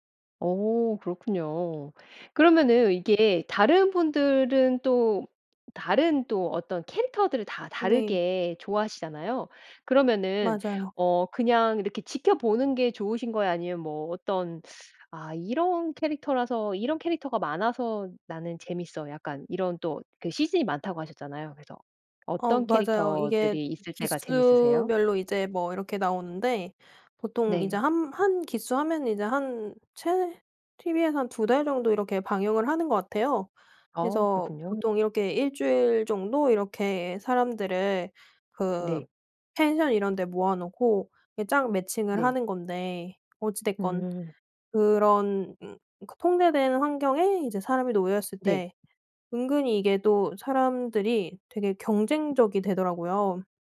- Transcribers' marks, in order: other background noise; tapping
- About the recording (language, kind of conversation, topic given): Korean, podcast, 누군가에게 추천하고 싶은 도피용 콘텐츠는?